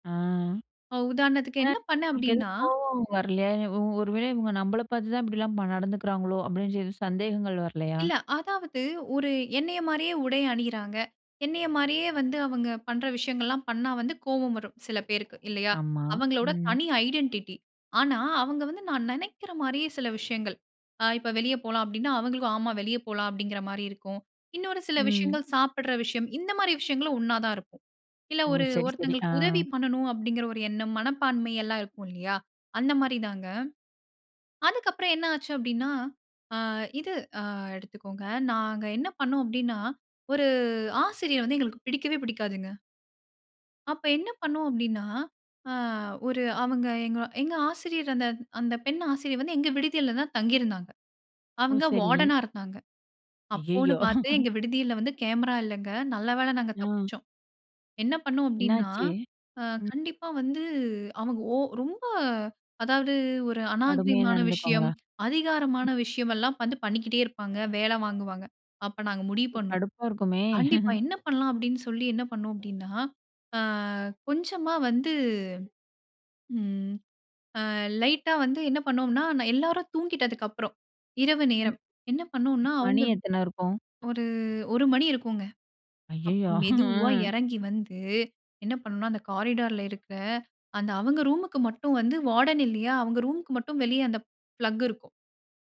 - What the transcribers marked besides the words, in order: other background noise; in English: "ஐடென்டிட்டி"; chuckle; other noise; chuckle; chuckle; in English: "காரிடார்ல"
- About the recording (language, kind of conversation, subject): Tamil, podcast, உங்களைப் போலவே நினைக்கும் நபரை எப்படி அடையலாம்?